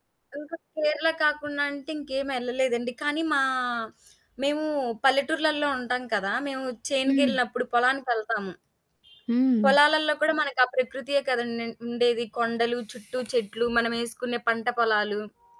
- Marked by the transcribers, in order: horn; other background noise
- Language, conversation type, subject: Telugu, podcast, ప్రకృతి మీకు శాంతిని అందించిన అనుభవం ఏమిటి?